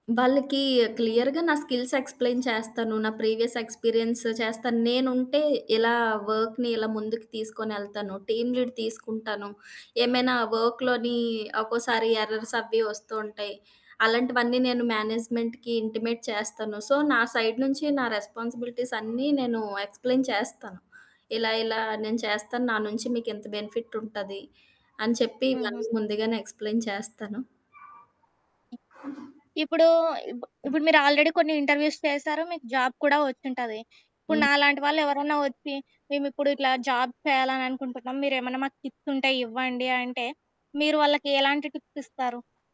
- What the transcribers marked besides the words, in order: in English: "క్లియర్‌గా"; in English: "స్కిల్స్ ఎక్స్‌ప్లెయిన్"; other background noise; in English: "ప్రీవియస్ ఎక్స్పీరియన్స్"; in English: "వర్క్‌ని"; in English: "టీమ్ లీడ్"; in English: "వర్క్‌లోని"; in English: "ఎర్రర్స్"; in English: "మేనేజ్మెంట్‌కి ఇంటిమేట్"; in English: "సో"; in English: "సైడ్"; in English: "రెస్పాన్సిబిలిటీస్"; in English: "ఎక్స్‌ప్లెయిన్"; in English: "బెనిఫిట్"; in English: "ఎక్స్‌ప్లెయిన్"; in English: "ఆల్రెడీ"; in English: "ఇంటర్వ్యూస్"; in English: "జాబ్"; in English: "జాబ్"; in English: "టిప్స్"; in English: "టిప్స్"
- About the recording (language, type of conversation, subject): Telugu, podcast, ఇంటర్వ్యూకి మీరు ఎలా సిద్ధం అవుతారు?